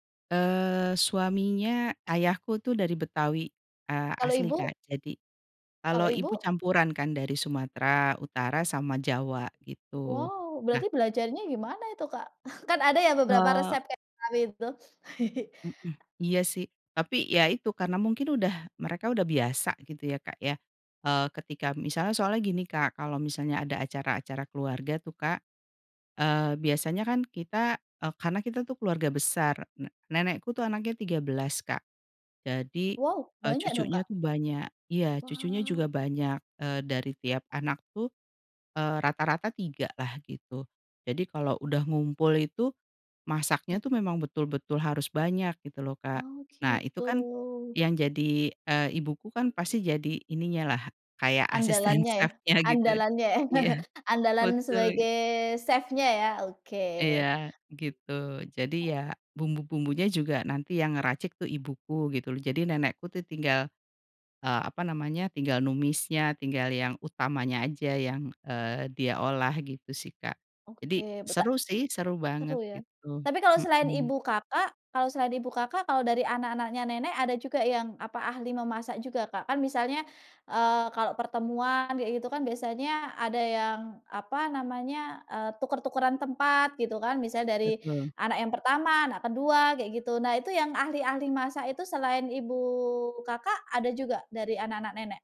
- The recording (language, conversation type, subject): Indonesian, podcast, Bagaimana makanan tradisional di keluarga kamu bisa menjadi bagian dari identitasmu?
- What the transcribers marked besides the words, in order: chuckle; chuckle; other background noise; in English: "chef-nya"; chuckle; in English: "chef-nya"; drawn out: "ibu"